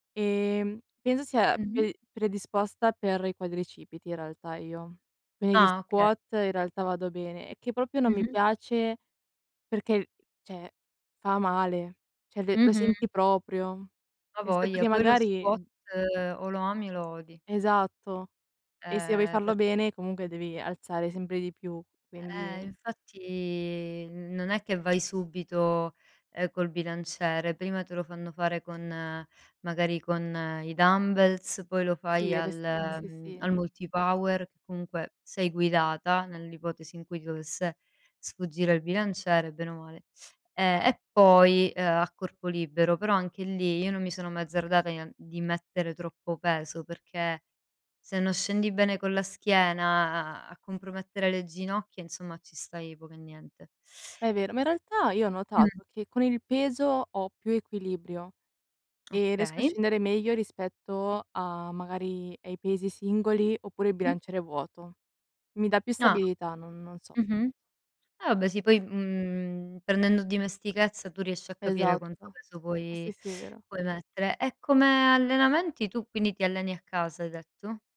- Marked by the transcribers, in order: "proprio" said as "propio"; "cioè" said as "ceh"; "cioè" said as "ceh"; other background noise; teeth sucking; lip smack; teeth sucking
- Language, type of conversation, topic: Italian, unstructured, Come ti tieni in forma durante la settimana?